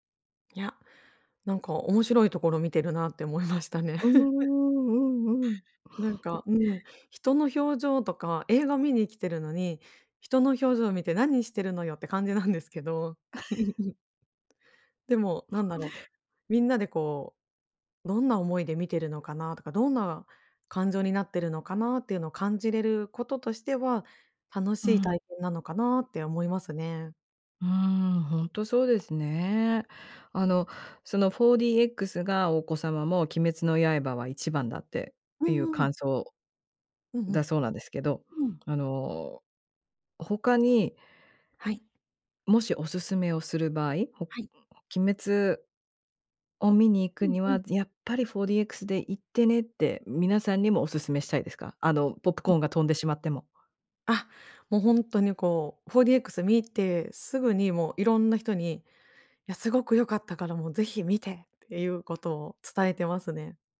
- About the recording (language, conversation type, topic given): Japanese, podcast, 配信の普及で映画館での鑑賞体験はどう変わったと思いますか？
- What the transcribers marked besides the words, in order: laughing while speaking: "思いましたね"; laugh; other noise; laugh